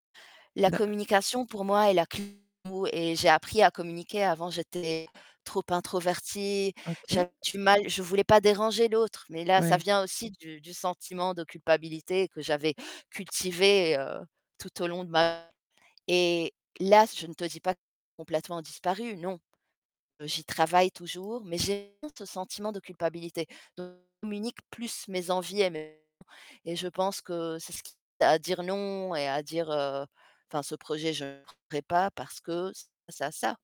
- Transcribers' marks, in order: distorted speech; unintelligible speech; unintelligible speech; unintelligible speech; unintelligible speech; unintelligible speech
- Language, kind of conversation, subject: French, podcast, Comment gères-tu l’équilibre entre ta vie professionnelle et ta vie personnelle ?